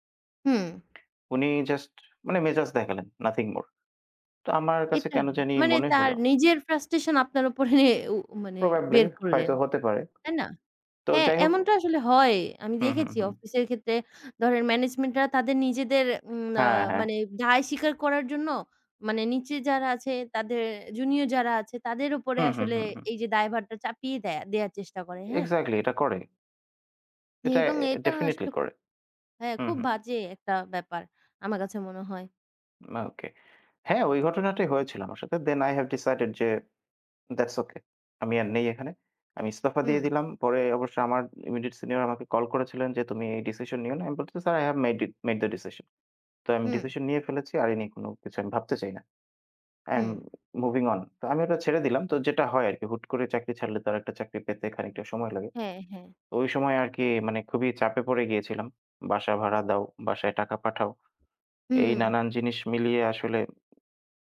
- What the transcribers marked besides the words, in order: other background noise; in English: "এক্সাক্টলি"; in English: "then I have decided"; in English: "that's okay"; in English: "Sir I have made made the decision"; in English: "I am moving on"
- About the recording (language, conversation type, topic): Bengali, unstructured, দরিদ্রতার কারণে কি মানুষ সহজেই হতাশায় ভোগে?
- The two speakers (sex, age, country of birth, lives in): female, 20-24, Bangladesh, Bangladesh; male, 25-29, Bangladesh, Bangladesh